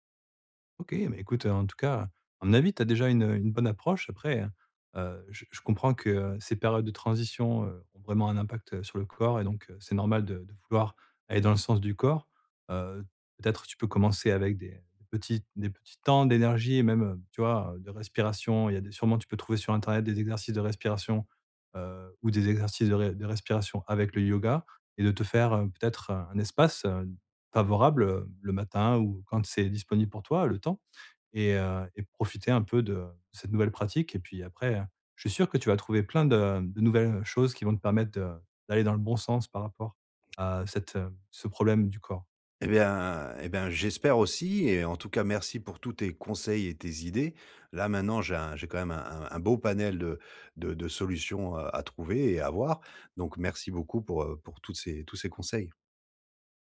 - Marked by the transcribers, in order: other background noise
- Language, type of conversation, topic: French, advice, Comment la respiration peut-elle m’aider à relâcher la tension corporelle ?